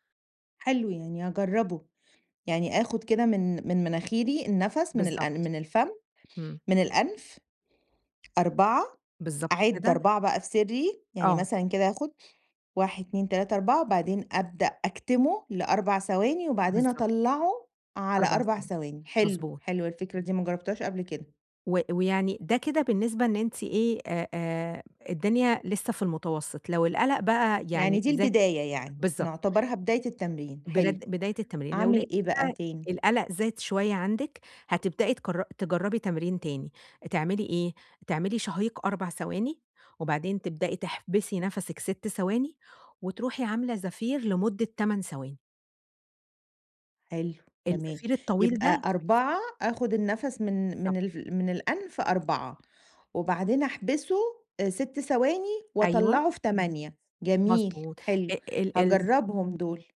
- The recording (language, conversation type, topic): Arabic, advice, إزاي أعمل تمارين تنفّس سريعة تريحني فورًا لما أحس بتوتر وقلق؟
- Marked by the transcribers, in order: inhale; inhale